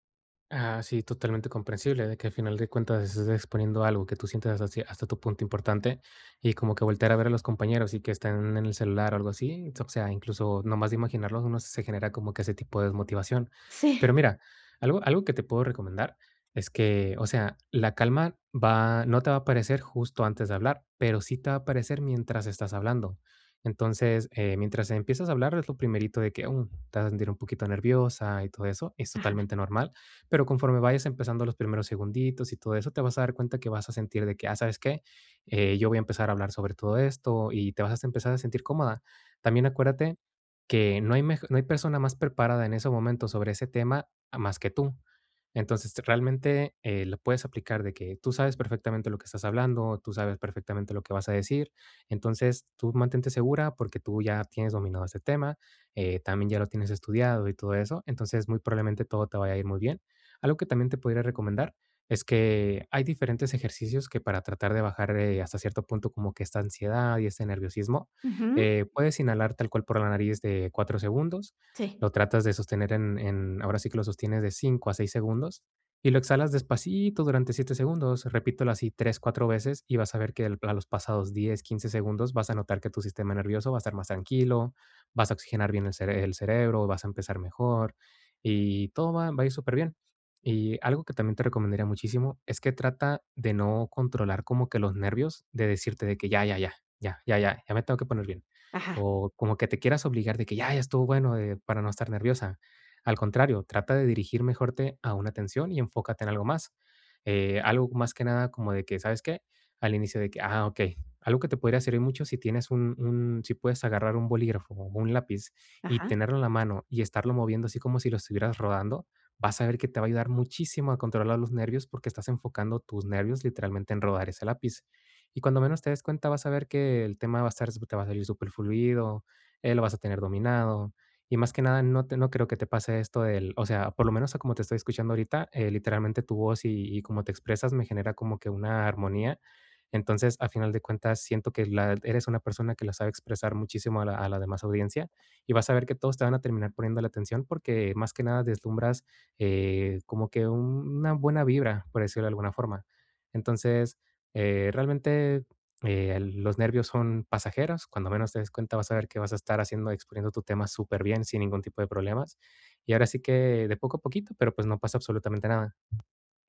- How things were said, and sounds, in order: tapping
- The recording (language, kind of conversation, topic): Spanish, advice, ¿Cómo puedo hablar en público sin perder la calma?